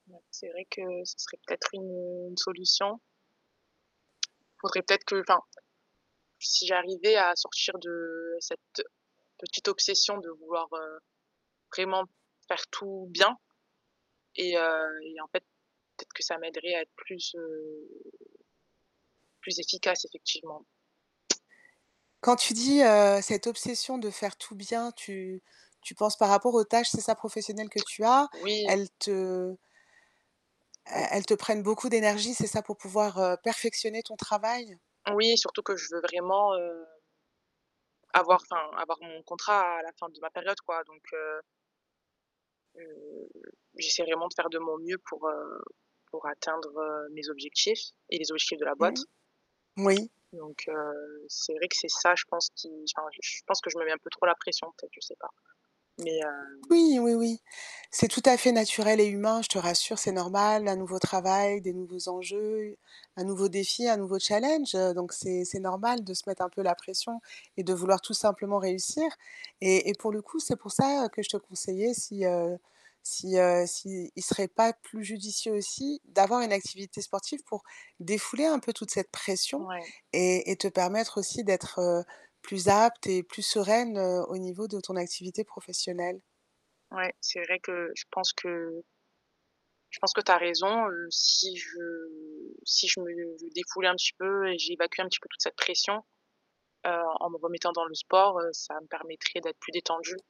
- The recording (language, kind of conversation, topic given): French, advice, Comment puis-je organiser mes blocs de temps pour équilibrer travail et repos ?
- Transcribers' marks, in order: static; distorted speech; tapping; drawn out: "heu"; other background noise